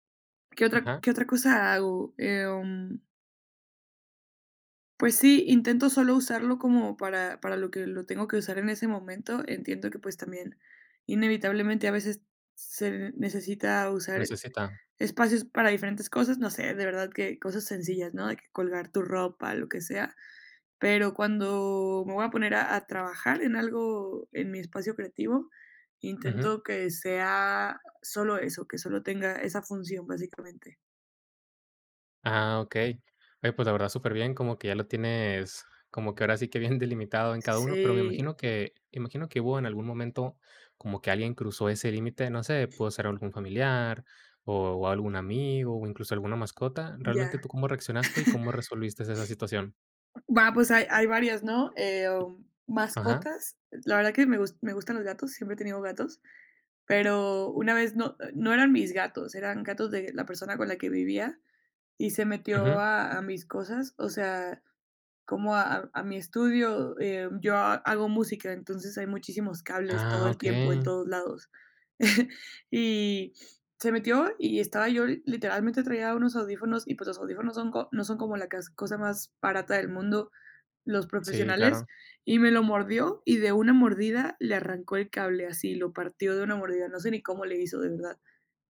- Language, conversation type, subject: Spanish, podcast, ¿Qué límites pones para proteger tu espacio creativo?
- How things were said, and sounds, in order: other background noise; chuckle; sniff; "resolviste" said as "resolvistes"; tapping; chuckle